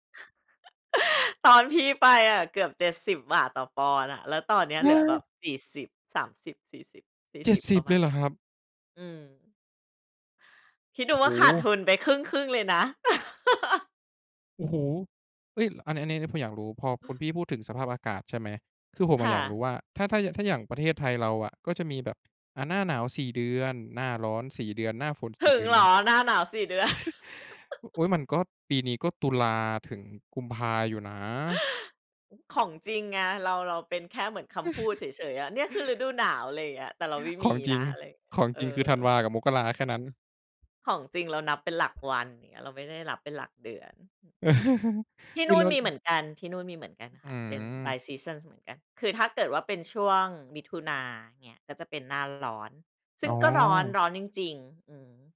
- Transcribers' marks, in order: chuckle; laugh; laugh; chuckle; chuckle; tapping; chuckle
- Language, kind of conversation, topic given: Thai, podcast, เล่าเรื่องการเดินทางที่ประทับใจที่สุดของคุณให้ฟังหน่อยได้ไหม?